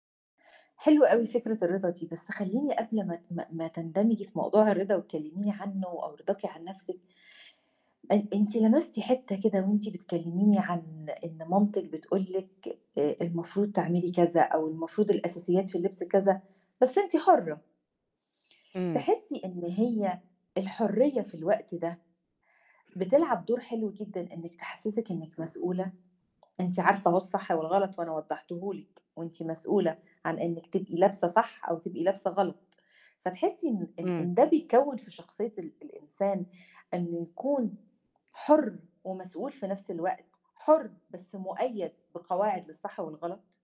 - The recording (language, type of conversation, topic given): Arabic, podcast, إيه القيم اللي اتعلمتها في البيت؟
- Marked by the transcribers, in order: tapping